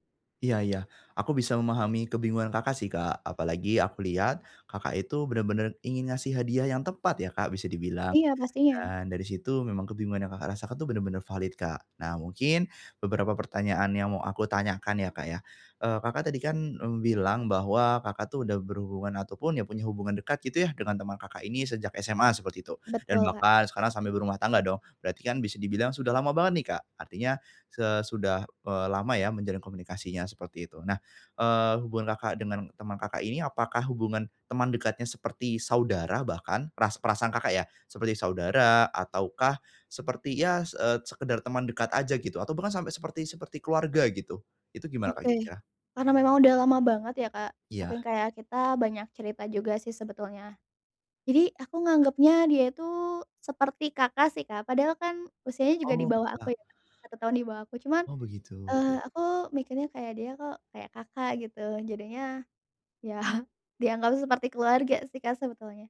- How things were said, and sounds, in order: tapping; laughing while speaking: "ya"
- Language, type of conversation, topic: Indonesian, advice, Bagaimana caranya memilih hadiah yang tepat untuk orang lain?